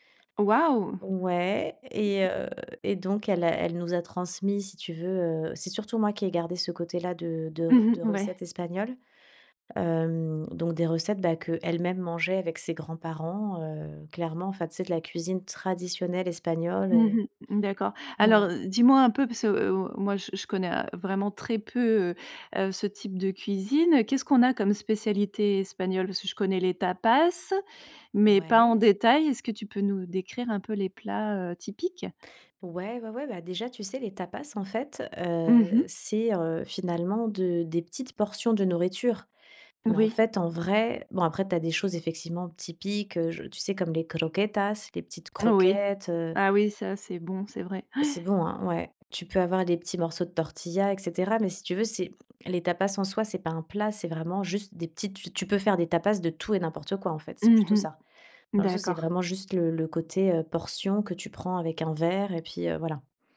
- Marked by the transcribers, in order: drawn out: "Ouais"; tapping; drawn out: "Hem"; stressed: "traditionnelle"; stressed: "tapas"; drawn out: "heu"; stressed: "en vrai"
- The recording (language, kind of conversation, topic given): French, podcast, Quelles recettes se transmettent chez toi de génération en génération ?